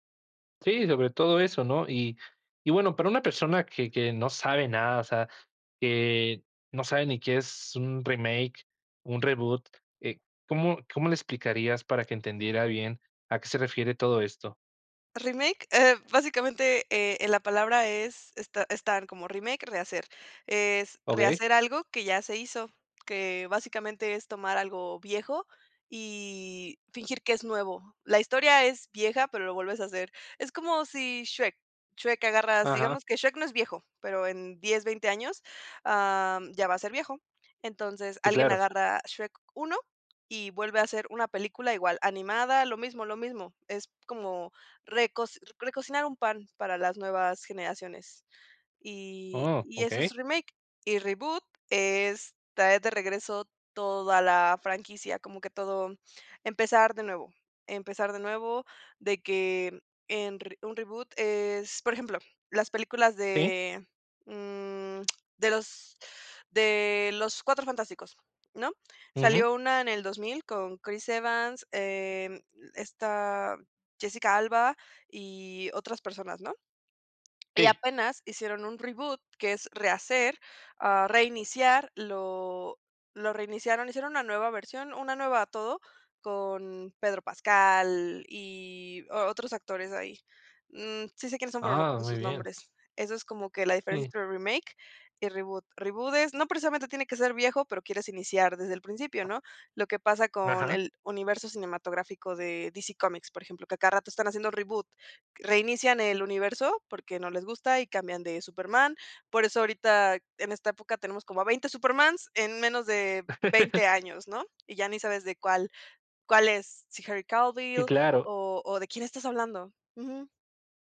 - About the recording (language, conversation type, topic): Spanish, podcast, ¿Por qué crees que amamos los remakes y reboots?
- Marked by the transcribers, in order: tapping; laugh; "Cavill" said as "Calvil"